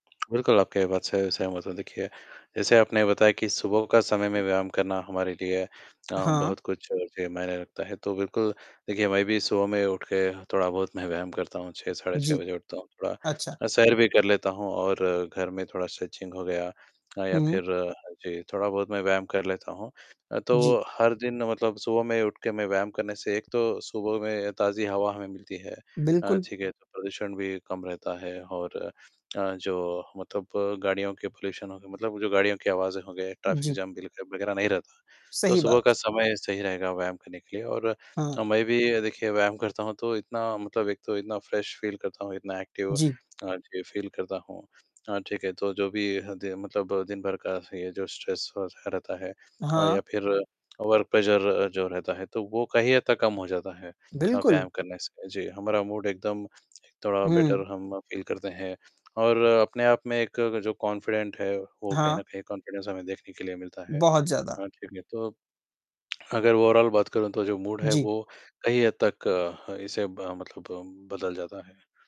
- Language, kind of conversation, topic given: Hindi, unstructured, व्यायाम करने से आपका मूड कैसे बदलता है?
- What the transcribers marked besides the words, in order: tongue click; in English: "स्ट्रेचिंग"; tapping; distorted speech; tongue click; in English: "पॉल्यूशन"; in English: "ट्रैफिक जैम"; other background noise; in English: "फ्रेश फ़ील"; in English: "एक्टिव"; in English: "फ़ील"; in English: "स्ट्रेस"; in English: "वर्क प्रेशर"; in English: "मूड"; in English: "बेटर"; in English: "फ़ील"; in English: "कॉन्फ़िडेंट"; in English: "कॉन्फ़िडेंस"; tongue click; in English: "ओवरॉल"; in English: "मूड"